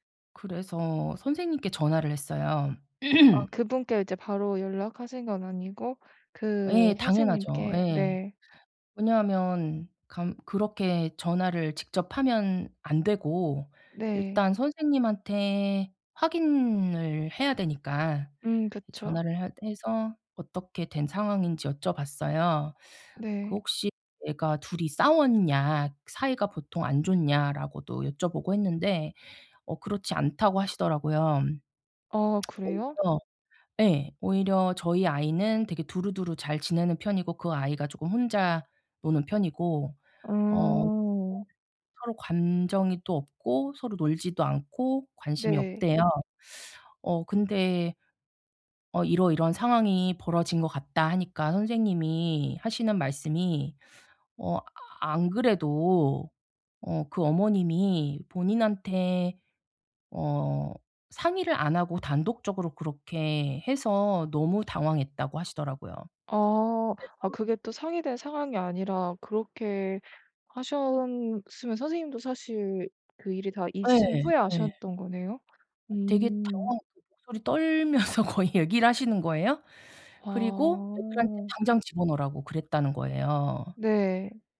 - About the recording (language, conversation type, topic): Korean, advice, 감정적으로 말해버린 걸 후회하는데 어떻게 사과하면 좋을까요?
- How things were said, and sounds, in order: throat clearing; tapping; teeth sucking; other background noise; teeth sucking; laughing while speaking: "떨면서 거의"